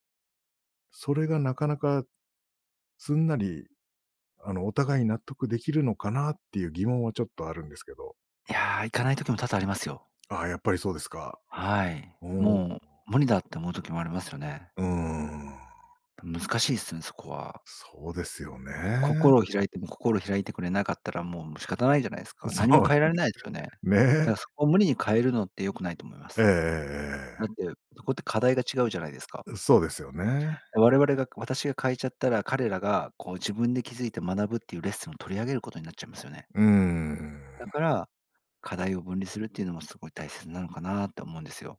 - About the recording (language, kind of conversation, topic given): Japanese, podcast, 新しい考えに心を開くためのコツは何ですか？
- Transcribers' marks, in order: laughing while speaking: "そうね"